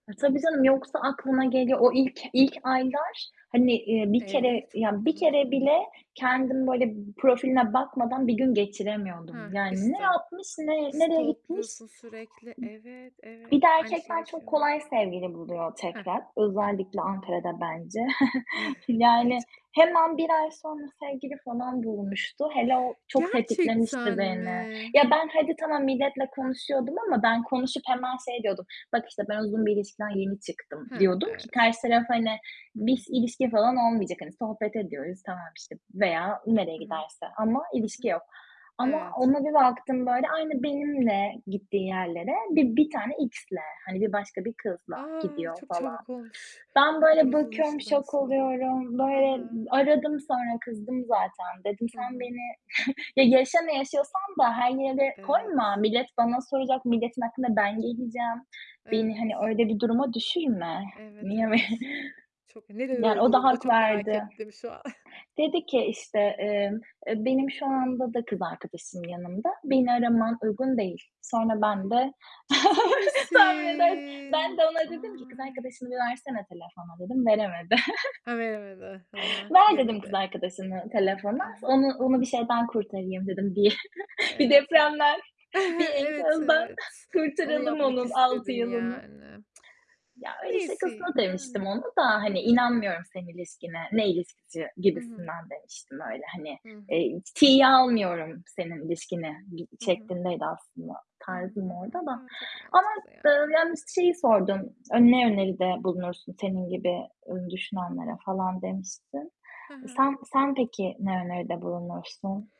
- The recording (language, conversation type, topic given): Turkish, unstructured, Geçmişte sizi üzen bir olayı nasıl atlattınız?
- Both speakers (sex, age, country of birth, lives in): female, 30-34, Turkey, Spain; female, 35-39, Turkey, Austria
- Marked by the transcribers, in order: distorted speech; in English: "stalk'luyorsun"; other background noise; chuckle; surprised: "Gerçekten mi?"; tapping; chuckle; chuckle; unintelligible speech; chuckle; drawn out: "Ciddi misin?"; chuckle; laughing while speaking: "tahmin edersin"; static; chuckle; chuckle; laughing while speaking: "bir depremden, bir enkazdan"; tsk